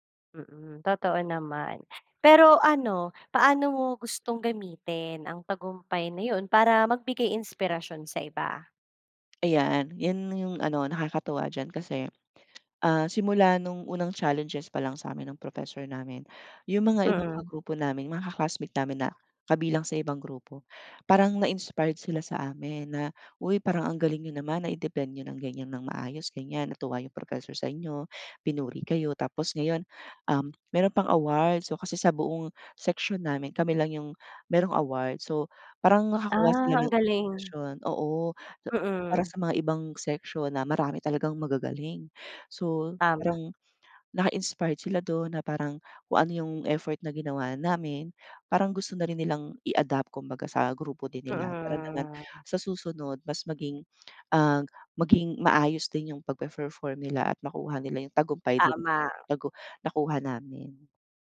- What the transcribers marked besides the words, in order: drawn out: "Mm"; "pagpe-perform" said as "pagpeferform"
- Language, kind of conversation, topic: Filipino, podcast, Anong kuwento mo tungkol sa isang hindi inaasahang tagumpay?